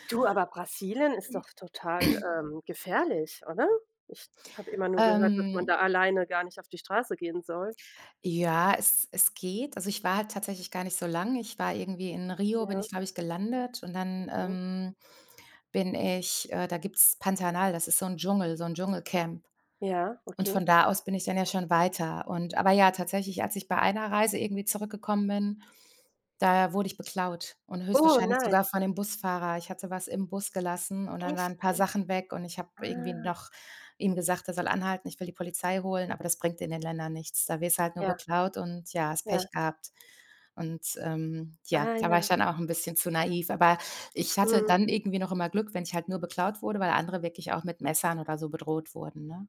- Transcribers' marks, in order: throat clearing; surprised: "Oh nein"; surprised: "Ah"
- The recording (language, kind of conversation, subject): German, unstructured, Wie bist du auf Reisen mit unerwarteten Rückschlägen umgegangen?